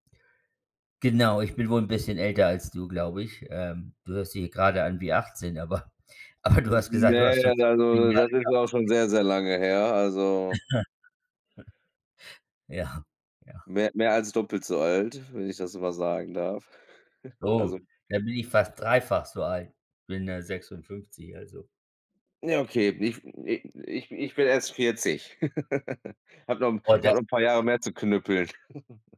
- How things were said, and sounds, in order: laughing while speaking: "aber"; chuckle; chuckle; giggle; chuckle
- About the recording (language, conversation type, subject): German, unstructured, Wie findest du eine gute Balance zwischen Arbeit und Privatleben?